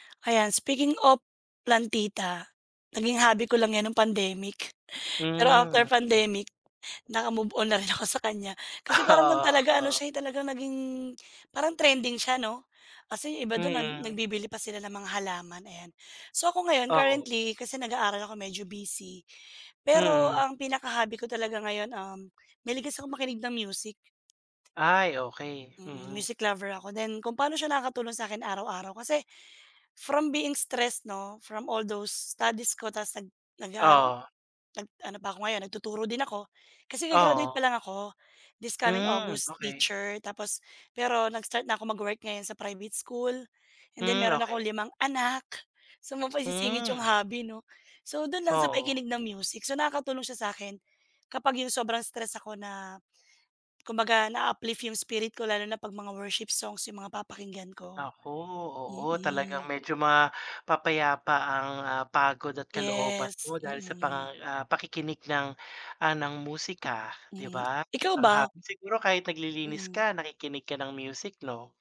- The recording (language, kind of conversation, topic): Filipino, unstructured, Ano ang pinaka-kasiya-siyang bahagi ng pagkakaroon ng libangan?
- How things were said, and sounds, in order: laughing while speaking: "na rin ako sa kanya"; laughing while speaking: "Oo, oh"; in English: "from being stressed"; in English: "from all those studies"